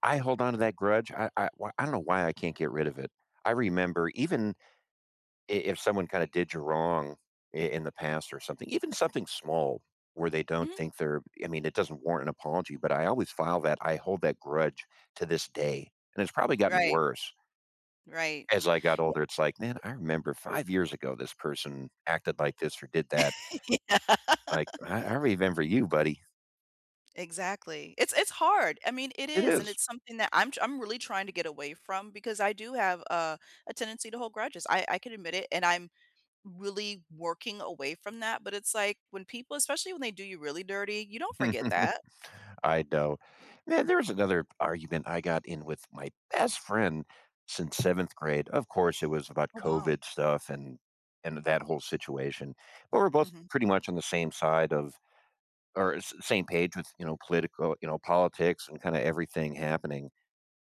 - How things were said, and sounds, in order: tapping; chuckle; laughing while speaking: "Yeah"; other background noise; chuckle
- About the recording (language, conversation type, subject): English, unstructured, How do you deal with someone who refuses to apologize?